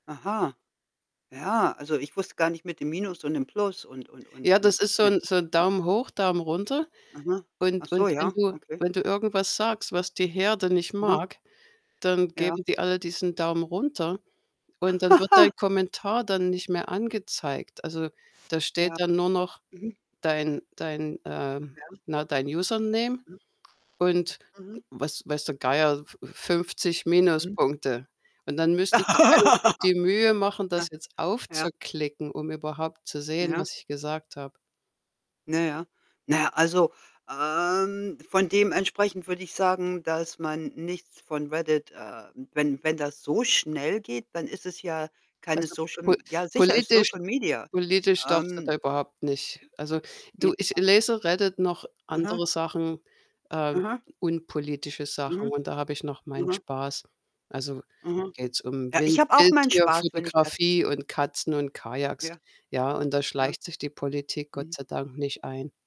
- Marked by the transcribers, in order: static; other background noise; laugh; distorted speech; in English: "Username"; laugh; drawn out: "ähm"; unintelligible speech
- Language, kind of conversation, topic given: German, unstructured, Welche Rolle spielen soziale Medien in der Politik?